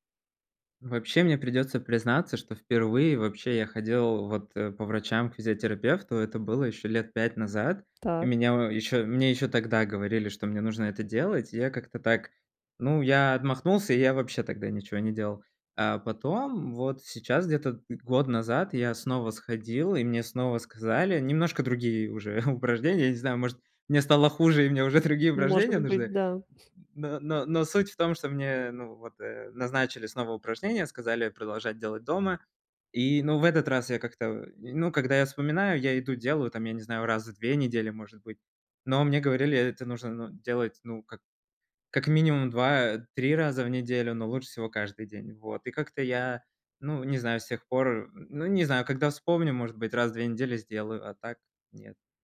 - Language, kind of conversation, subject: Russian, advice, Как выработать долгосрочную привычку регулярно заниматься физическими упражнениями?
- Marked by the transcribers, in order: chuckle; laughing while speaking: "мне уже другие упражнения нужны"; other background noise